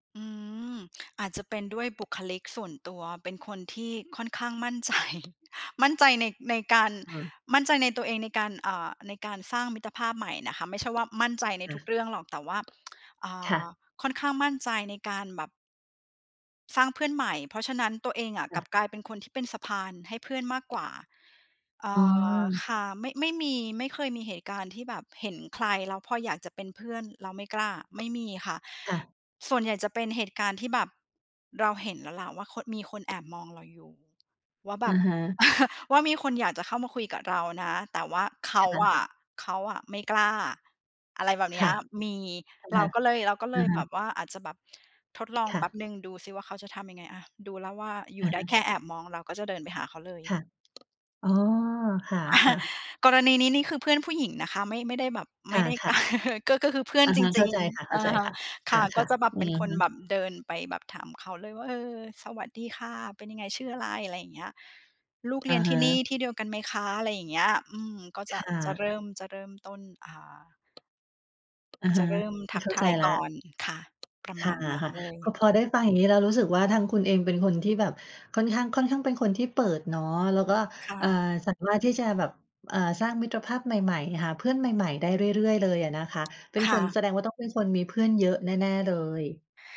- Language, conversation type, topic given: Thai, podcast, บอกวิธีสร้างมิตรภาพใหม่ให้ฟังหน่อยได้ไหม?
- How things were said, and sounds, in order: chuckle; tsk; chuckle; other background noise; chuckle; chuckle